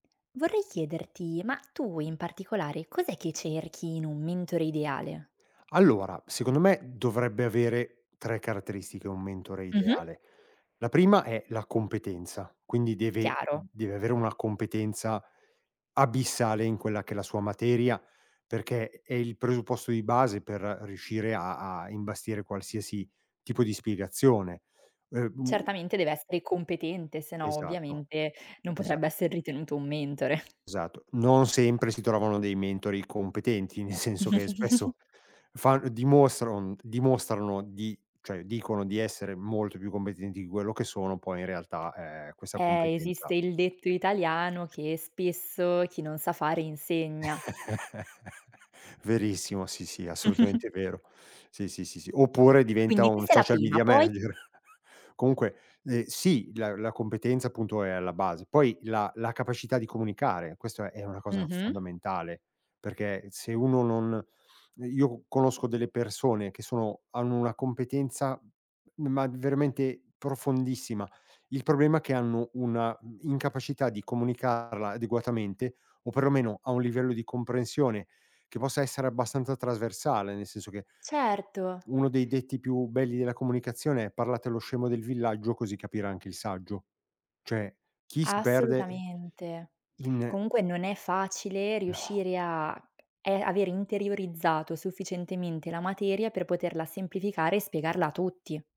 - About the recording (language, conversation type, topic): Italian, podcast, Cosa cerchi in un mentore ideale?
- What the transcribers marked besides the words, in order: tapping; chuckle; chuckle; other background noise; chuckle; chuckle; laughing while speaking: "manager"; chuckle